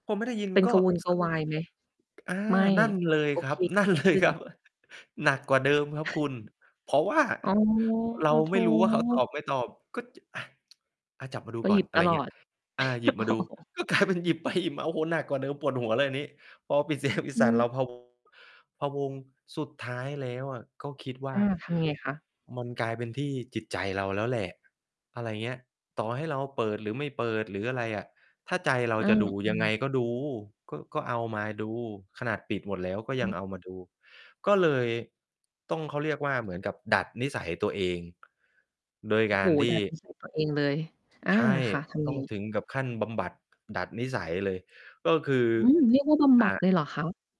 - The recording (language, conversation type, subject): Thai, podcast, คุณมีเทคนิคอะไรบ้างที่จะเลิกเล่นโทรศัพท์มือถือดึกๆ?
- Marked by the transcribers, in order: distorted speech; tapping; laughing while speaking: "เลยครับ"; chuckle; other background noise; laughing while speaking: "กลายเป็นหยิบไปหยิบมา"; chuckle; laughing while speaking: "โอ้"; laughing while speaking: "เสียง"; stressed: "ดู"